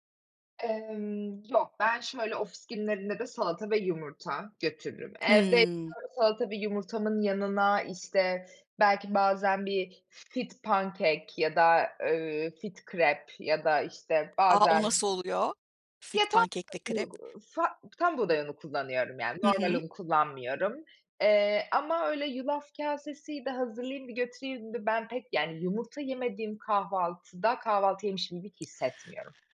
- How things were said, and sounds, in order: tapping; other background noise; unintelligible speech
- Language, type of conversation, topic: Turkish, podcast, Beslenme alışkanlıklarını nasıl düzenliyorsun, paylaşır mısın?